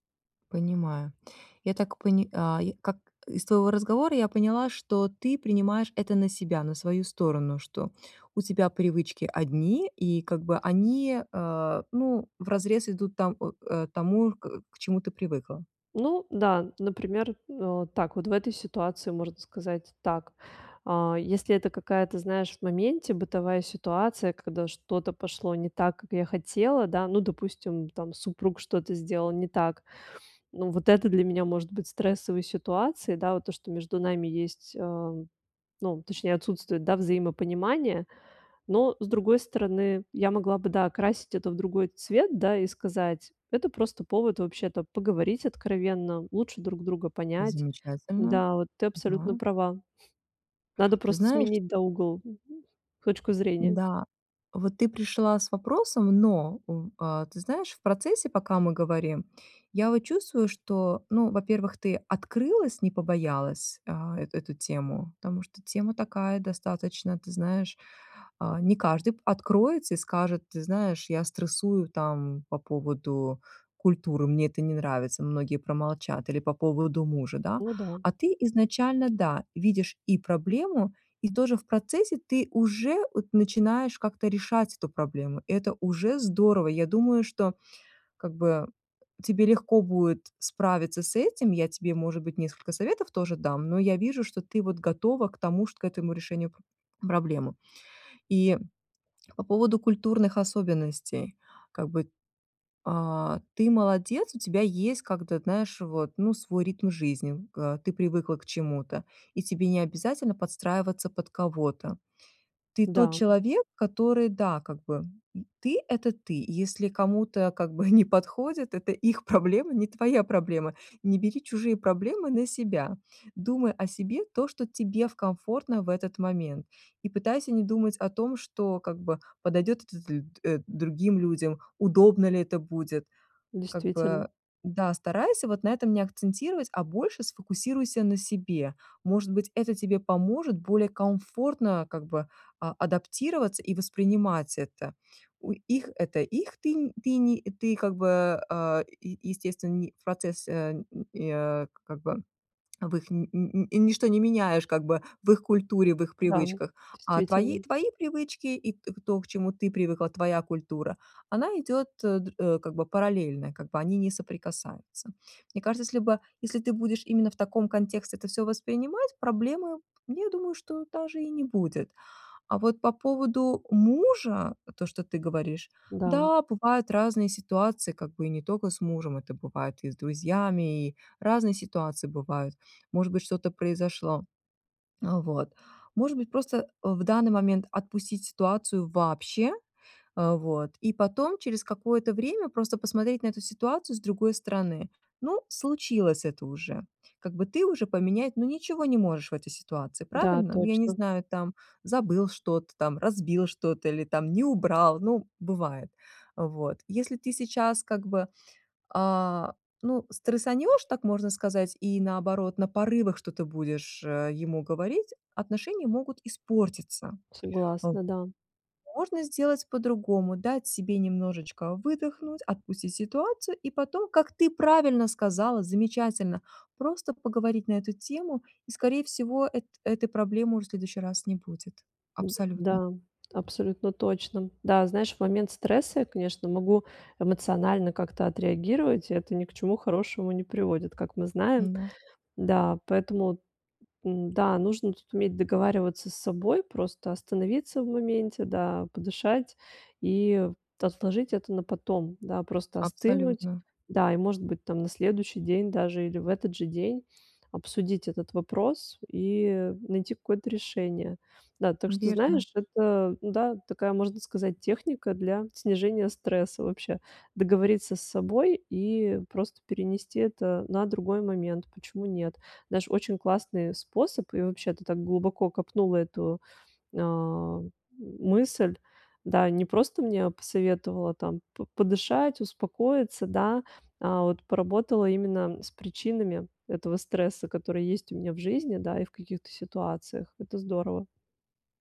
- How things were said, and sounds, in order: laughing while speaking: "как бы"; laughing while speaking: "проблема"
- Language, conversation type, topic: Russian, advice, Какие короткие техники помогут быстро снизить уровень стресса?